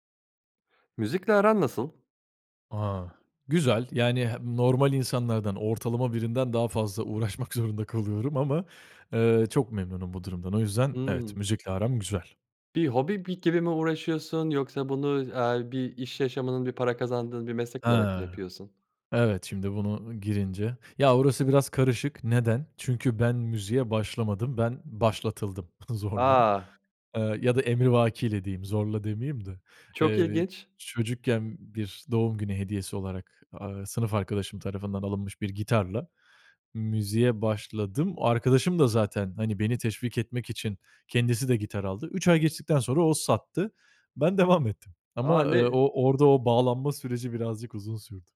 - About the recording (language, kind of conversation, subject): Turkish, podcast, Kendi müzik tarzını nasıl keşfettin?
- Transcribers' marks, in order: other background noise; laughing while speaking: "uğraşmak"; laughing while speaking: "zorla"